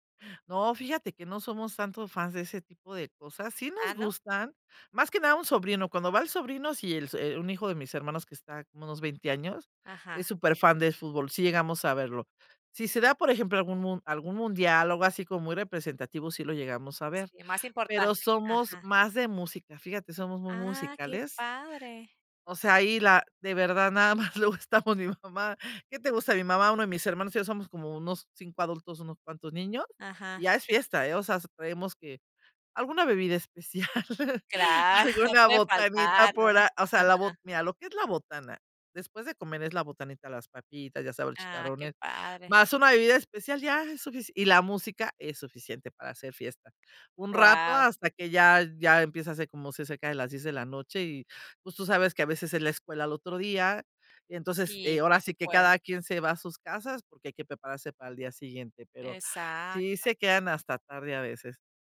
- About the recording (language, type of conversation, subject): Spanish, podcast, ¿Cómo se vive un domingo típico en tu familia?
- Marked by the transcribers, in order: laughing while speaking: "más luego estamos mi mamá"; laughing while speaking: "especial, alguna botanita por a"; laughing while speaking: "Claro"; chuckle